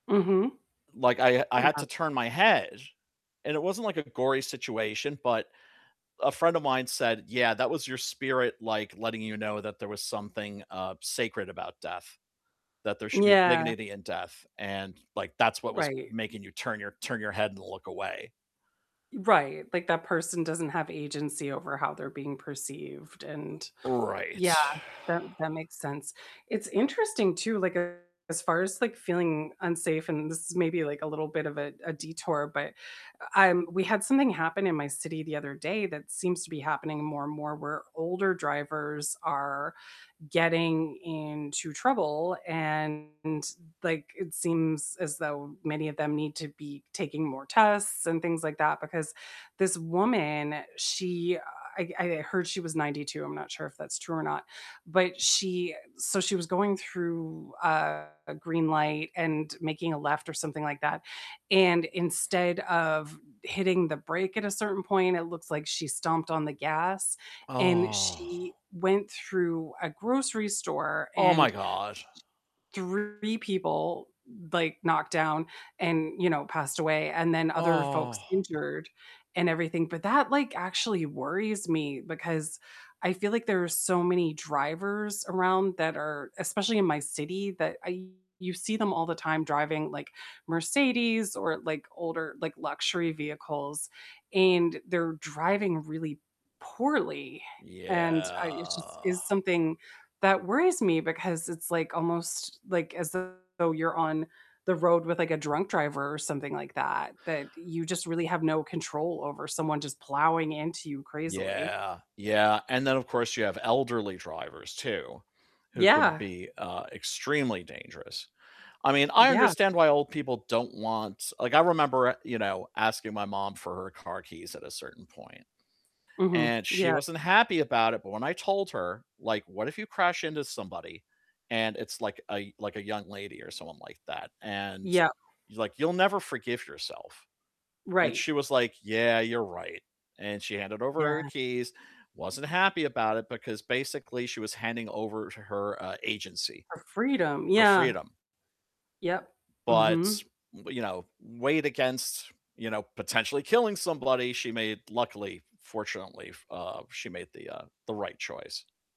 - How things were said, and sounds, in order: distorted speech; static; drawn out: "Oh"; other background noise; drawn out: "Yeah"
- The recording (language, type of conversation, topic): English, unstructured, Have you ever felt unsafe while exploring a new place?